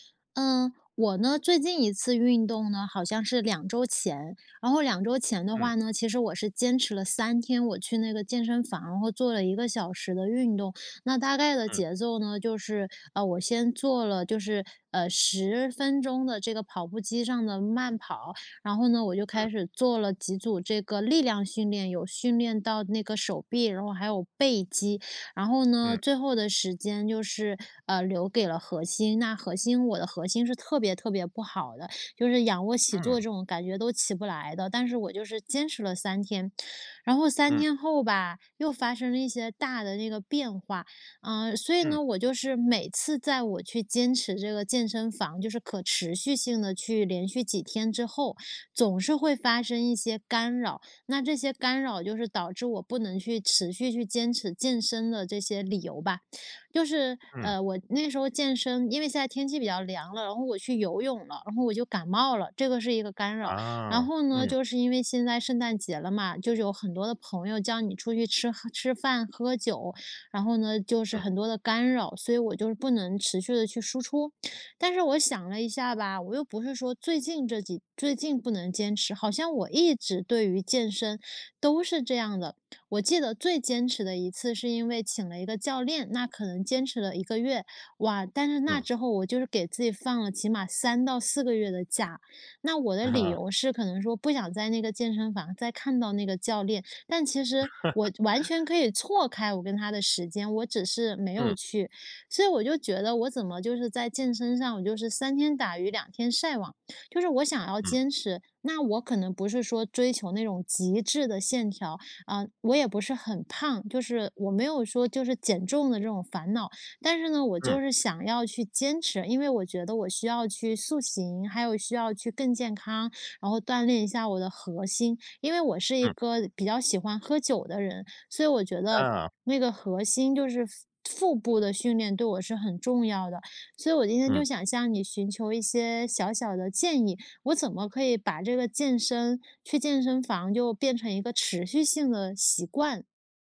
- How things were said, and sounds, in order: other background noise; "最" said as "坠"; chuckle; laugh
- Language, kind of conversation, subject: Chinese, advice, 我怎样才能建立可持续、长期稳定的健身习惯？